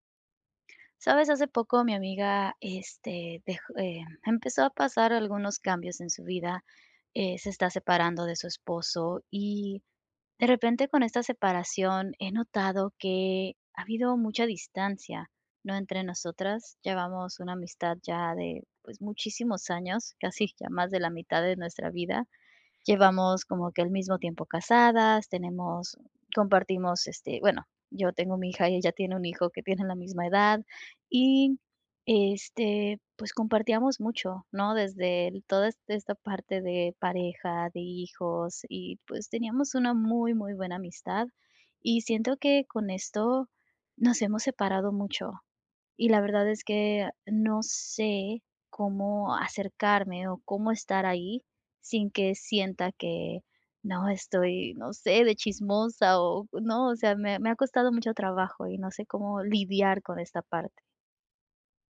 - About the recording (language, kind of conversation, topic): Spanish, advice, ¿Qué puedo hacer si siento que me estoy distanciando de un amigo por cambios en nuestras vidas?
- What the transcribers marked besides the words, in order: none